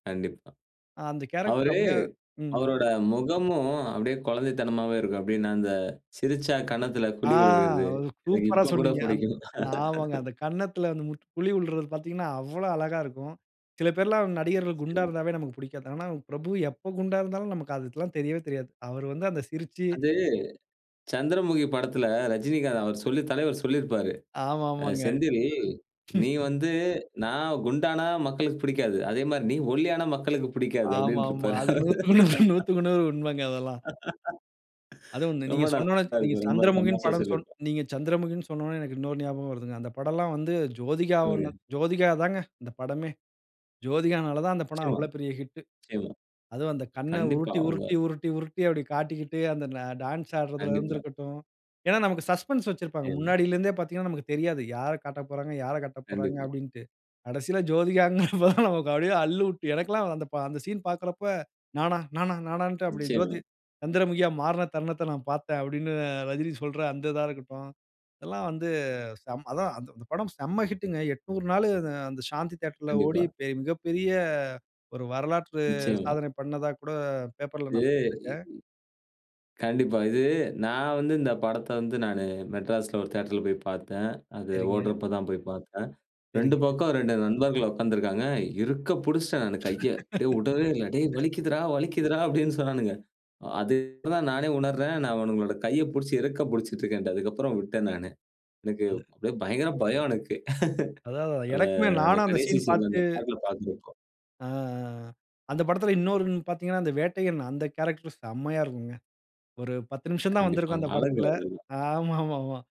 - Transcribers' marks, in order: drawn out: "ஆ"; laugh; other noise; other background noise; chuckle; laughing while speaking: "நூத்துக்கு நூறு நூத்துக்கு நூறு"; laugh; laughing while speaking: "ஜோதிகான்ங்கிறப்போ"; put-on voice: "நானா, நானா"; laugh; laugh
- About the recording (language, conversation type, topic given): Tamil, podcast, சூப்பர் ஹிட் கதைகள் பொதுமக்களை எதற்கு ஈர்க்கும்?